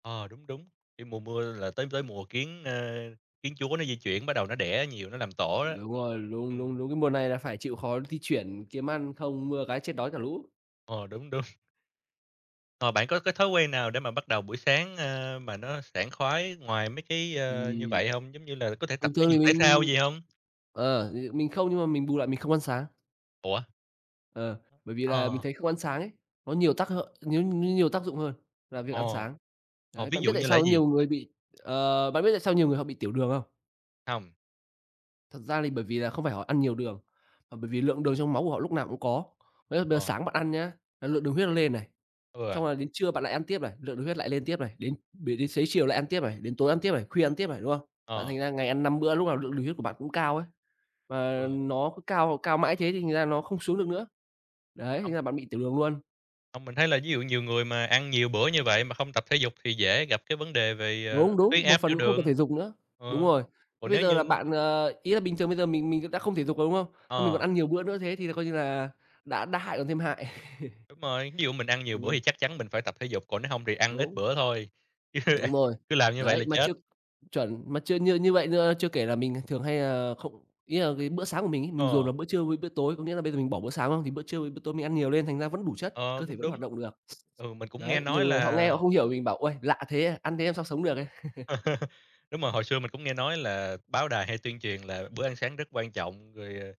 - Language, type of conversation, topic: Vietnamese, unstructured, Bạn thường làm gì để bắt đầu một ngày mới vui vẻ?
- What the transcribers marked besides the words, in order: laughing while speaking: "đúng"; other background noise; tapping; "hại" said as "hợ"; chuckle; laughing while speaking: "chứ ăn"; chuckle; laugh